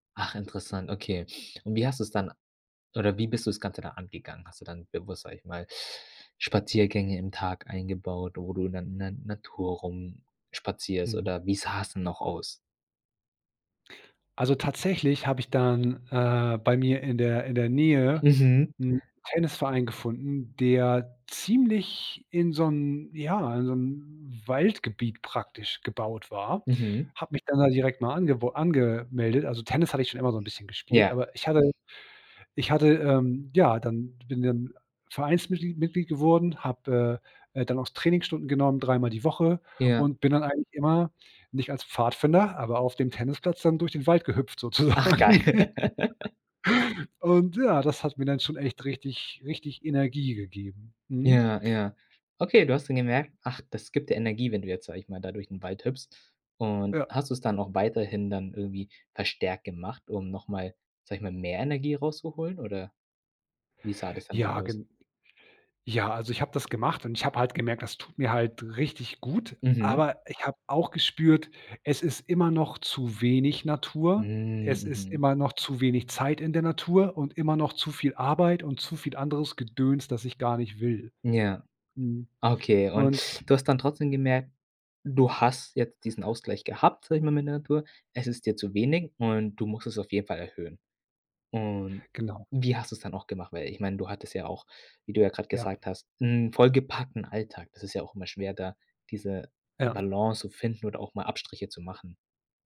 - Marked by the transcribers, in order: laugh; laughing while speaking: "sozusagen"; laugh; drawn out: "Mhm"
- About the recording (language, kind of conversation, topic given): German, podcast, Wie wichtig ist dir Zeit in der Natur?